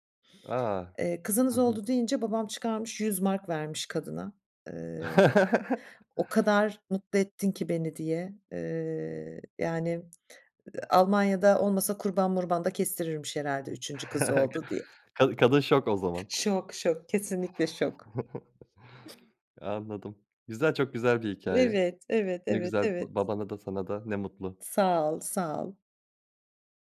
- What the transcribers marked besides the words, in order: chuckle; lip smack; chuckle; chuckle; other noise
- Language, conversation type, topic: Turkish, podcast, Çocukluğunuzda aileniz içinde sizi en çok etkileyen an hangisiydi?